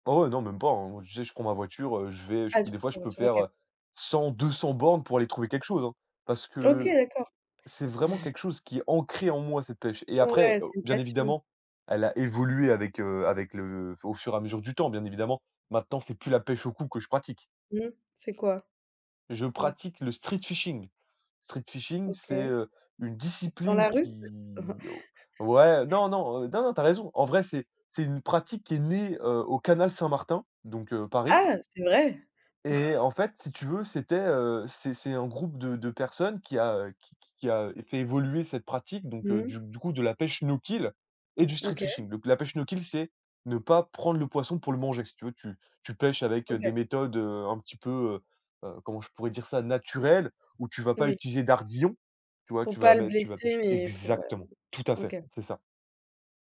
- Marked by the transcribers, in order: unintelligible speech; chuckle; tapping; other background noise; in English: "street-fishing. Street-fishing"; chuckle; chuckle; in English: "no kill"; in English: "street-fishing"; in English: "no kill"; stressed: "Exactement"; unintelligible speech
- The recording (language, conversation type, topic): French, podcast, Peux-tu me parler d’un loisir qui t’apaise vraiment, et m’expliquer pourquoi ?